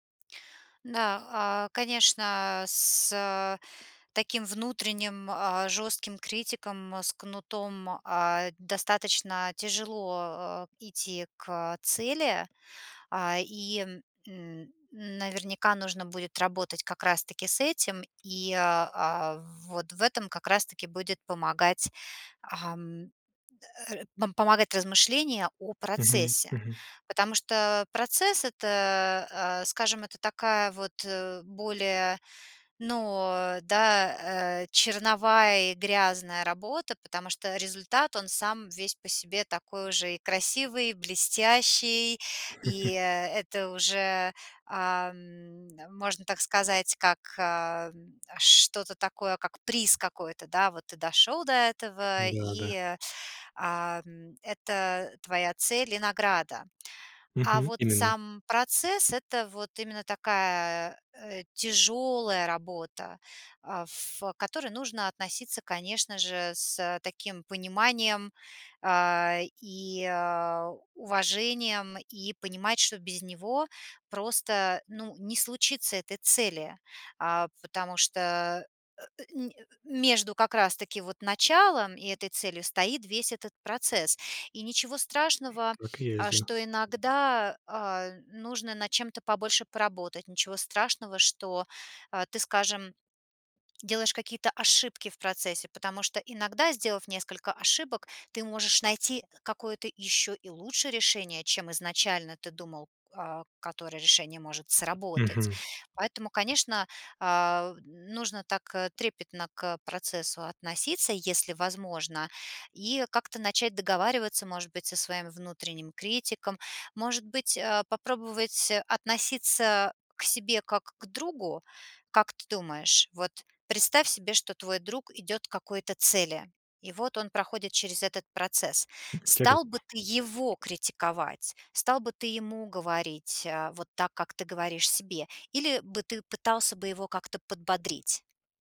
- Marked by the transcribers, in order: chuckle; stressed: "его"
- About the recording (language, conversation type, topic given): Russian, advice, Как справиться с постоянным самокритичным мышлением, которое мешает действовать?